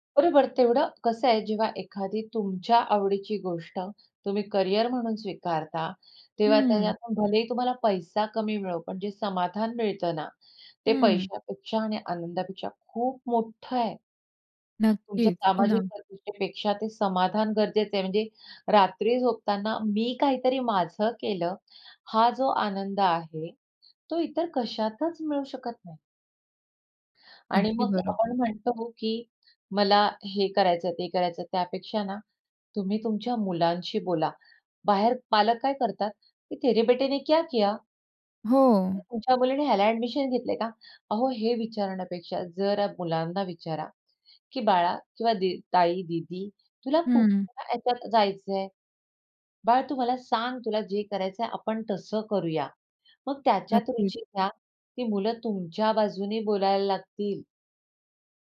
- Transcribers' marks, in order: in Hindi: "तेरे बेटे ने क्या किया?"; other background noise
- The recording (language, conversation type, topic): Marathi, podcast, आई-वडिलांना तुमच्या करिअरबाबत कोणत्या अपेक्षा असतात?